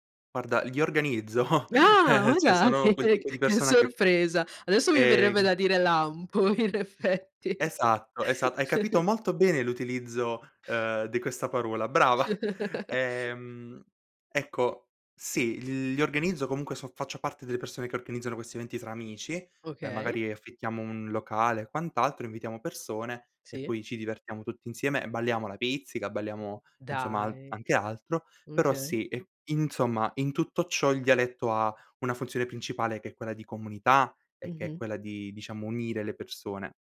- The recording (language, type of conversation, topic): Italian, podcast, Come ti ha influenzato il dialetto o la lingua della tua famiglia?
- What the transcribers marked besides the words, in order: chuckle; "cioè" said as "ceh"; laughing while speaking: "che"; laughing while speaking: "in effetti"; chuckle; "parola" said as "paruola"; chuckle; other background noise